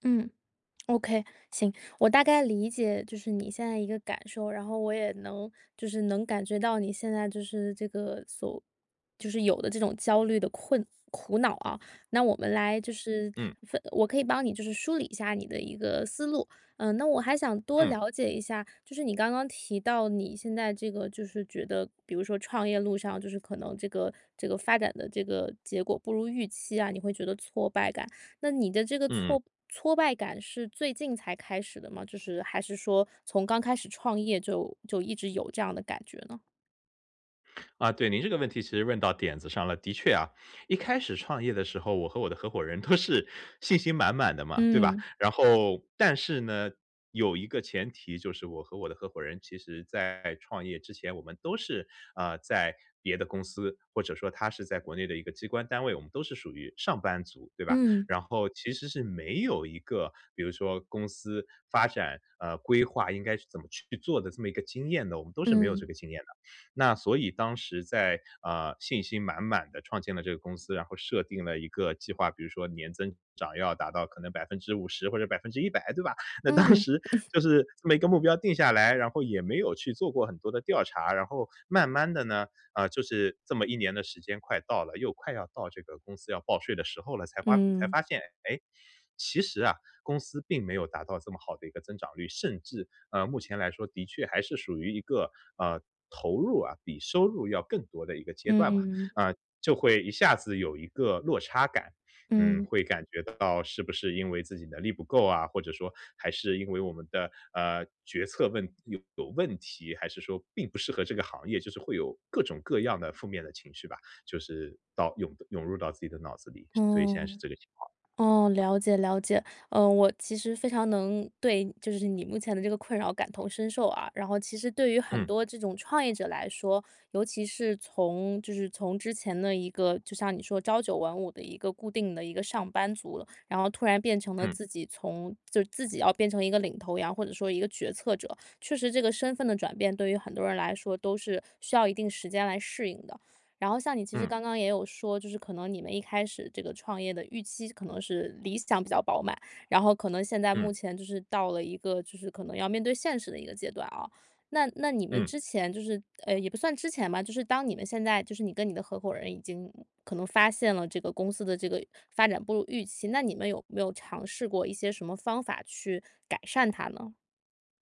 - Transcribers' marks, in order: laughing while speaking: "都是"; chuckle; laughing while speaking: "那当时就是"; tapping
- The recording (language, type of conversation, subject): Chinese, advice, 在遇到挫折时，我怎样才能保持动力？